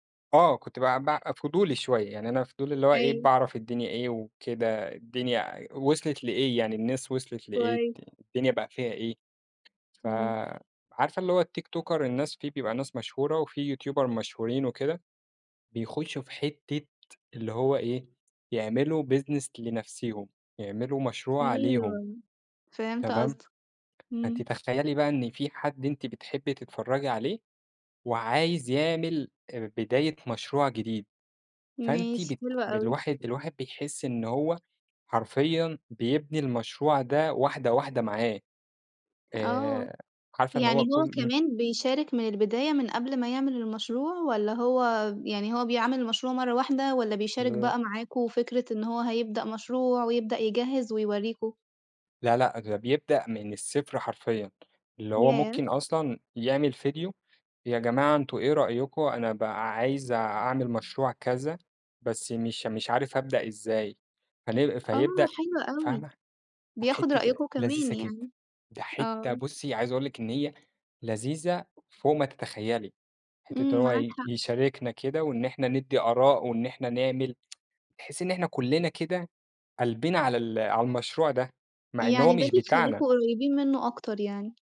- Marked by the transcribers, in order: in English: "التيكتوكر"; in English: "يوتيوبر"; in English: "business"; tsk
- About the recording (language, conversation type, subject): Arabic, podcast, شو تأثير السوشال ميديا على فكرتك عن النجاح؟